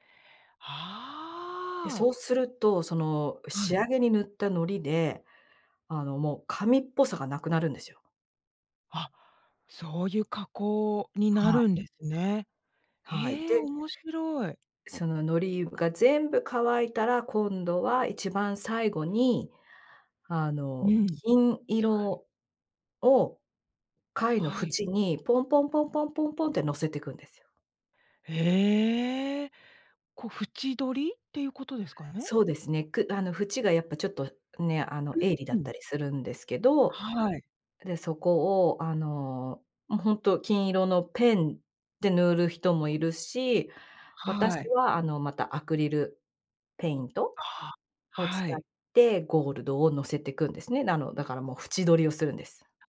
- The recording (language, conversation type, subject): Japanese, podcast, あなたの一番好きな創作系の趣味は何ですか？
- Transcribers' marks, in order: none